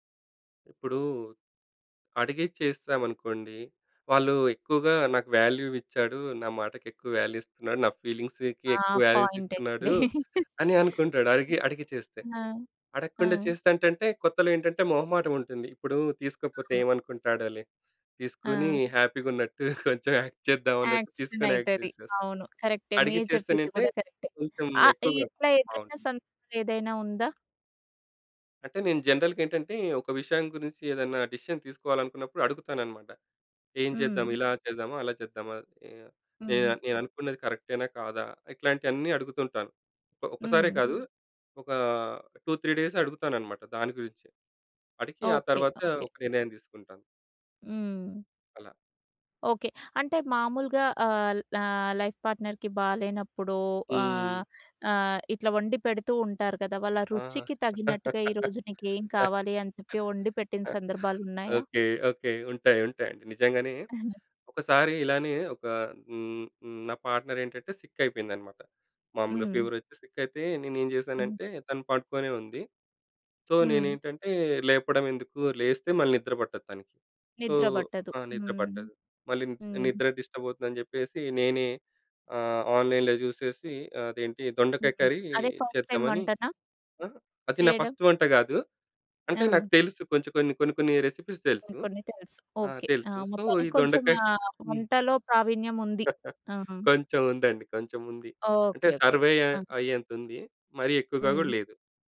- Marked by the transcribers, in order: in English: "వాల్యూ"; in English: "ఫీలింగ్స్‌కి"; chuckle; other background noise; laughing while speaking: "కొంచెం యాక్ట్ చేద్దాం"; in English: "యాక్ట్"; in English: "యాక్షన్"; in English: "యాక్ట్"; in English: "జనరల్‌గా"; in English: "డిసిషన్"; in English: "టూ త్రీ డేస్"; in English: "లైఫ్ పార్ట్నర్‌కి"; laugh; in English: "పార్ట్నర్"; in English: "సిక్"; chuckle; in English: "ఫీవర్"; in English: "సిక్"; in English: "సో"; in English: "సో"; in English: "డిస్టర్బ్"; in English: "ఆన్‍లైన్‍లో"; in English: "కర్రీ"; in English: "ఫస్ట్ టైమ్"; in English: "ఫస్ట్"; in English: "రెసిపీస్"; in English: "సో"; chuckle; in English: "సర్వై"
- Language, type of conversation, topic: Telugu, podcast, ఎవరైనా వ్యక్తి అభిరుచిని తెలుసుకోవాలంటే మీరు ఏ రకమైన ప్రశ్నలు అడుగుతారు?